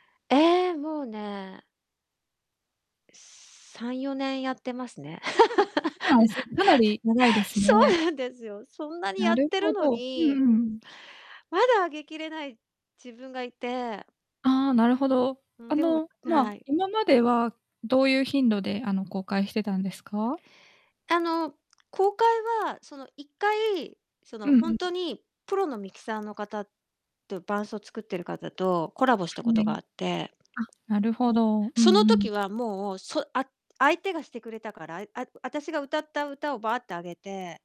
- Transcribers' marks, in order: distorted speech; laugh; laughing while speaking: "そうなんですよ"; other background noise; other noise
- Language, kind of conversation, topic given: Japanese, advice, 完璧主義のせいで製品を公開できず、いら立ってしまうのはなぜですか？